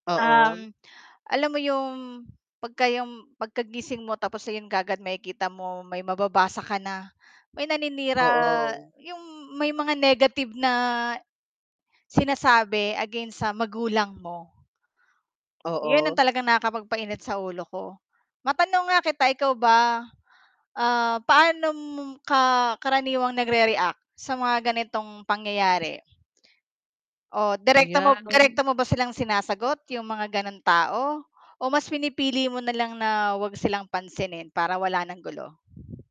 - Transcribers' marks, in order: static; mechanical hum; bird; distorted speech; wind
- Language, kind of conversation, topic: Filipino, unstructured, Ano ang reaksyon mo kapag may naninira sa reputasyon ng pamilya mo sa internet?